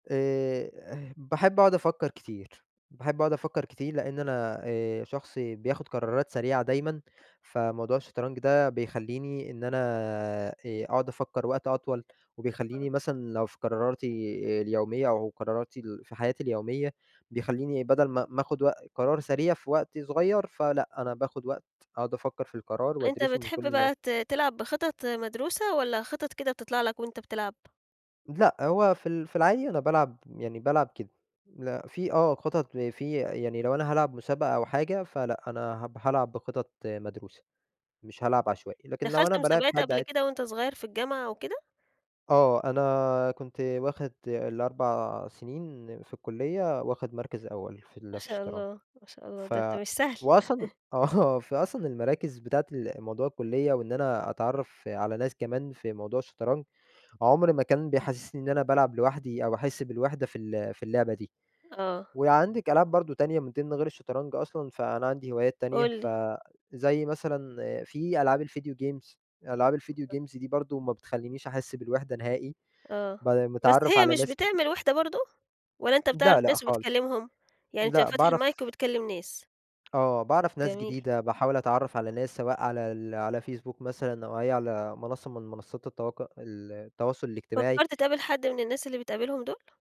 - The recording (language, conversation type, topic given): Arabic, podcast, إيه اللي بتعمله لما تحس بالوحدة؟
- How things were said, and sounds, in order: chuckle; chuckle; in English: "الVideo games"; in English: "الVideo games"; other background noise; in English: "المايك"